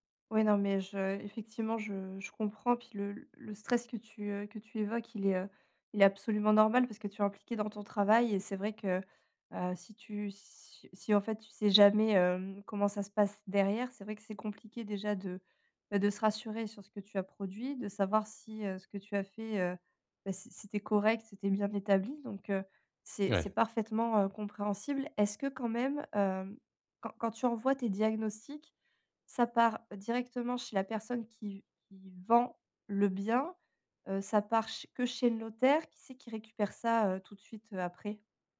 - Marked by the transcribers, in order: none
- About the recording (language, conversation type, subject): French, advice, Comment puis-je mesurer mes progrès sans me décourager ?